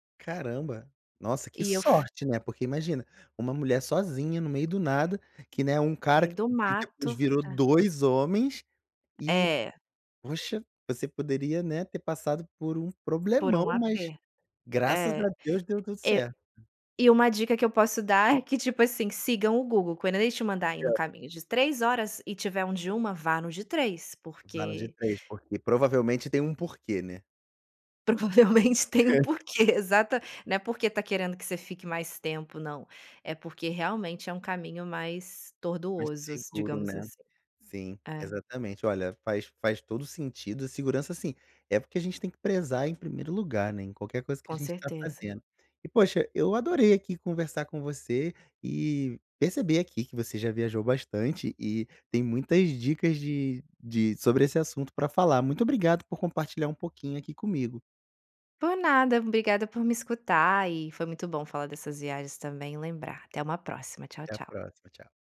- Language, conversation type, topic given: Portuguese, podcast, Quais dicas você daria para viajar sozinho com segurança?
- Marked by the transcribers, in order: tapping; laughing while speaking: "Provavelmente tem um porquê"; chuckle; "tortuoso" said as "torduoso"